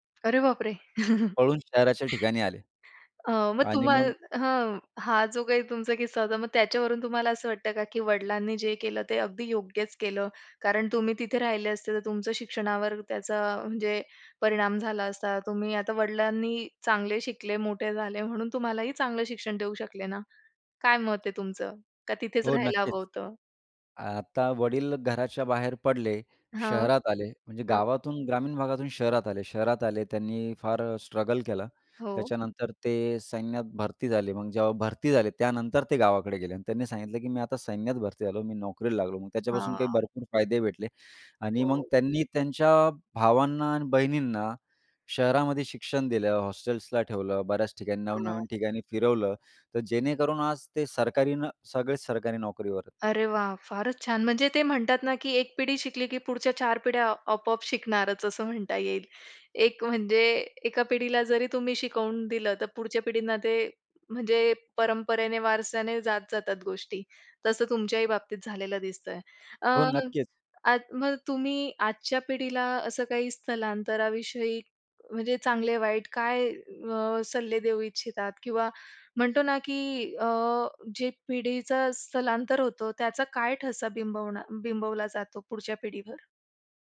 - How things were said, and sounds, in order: surprised: "अरे बापरे!"; chuckle; other background noise; tapping
- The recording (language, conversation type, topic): Marathi, podcast, बाबा-आजोबांच्या स्थलांतराच्या गोष्टी सांगशील का?